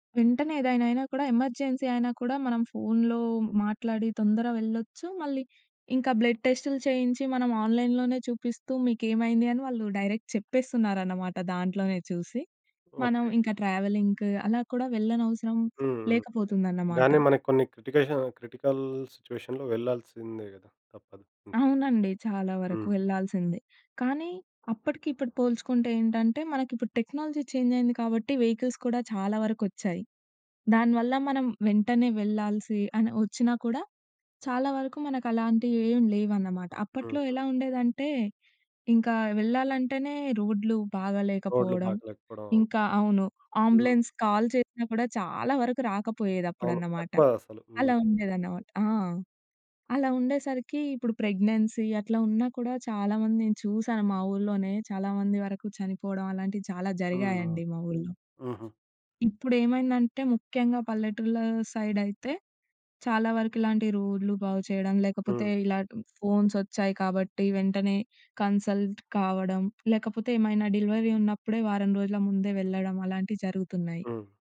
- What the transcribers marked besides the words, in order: in English: "ఎమర్జెన్సీ"; in English: "బ్లడ్"; in English: "ఆన్‌లైన్‌లోనే"; in English: "డైరెక్ట్"; in English: "ట్రావెలింగ్‌కు"; in English: "క్రిటికేషన్ క్రిటికల్ సిచ్యువేషన్‌లో"; in English: "టెక్నాలజీ"; in English: "వెహికల్స్"; in English: "ఆంబులెన్స్‌కు కాల్"; in English: "ప్రెగ్నెన్సీ"; tapping; in English: "కన్సల్ట్"; in English: "డెలివరీ"
- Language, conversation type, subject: Telugu, podcast, ఆరోగ్య సంరక్షణలో భవిష్యత్తులో సాంకేతిక మార్పులు ఎలా ఉండబోతున్నాయి?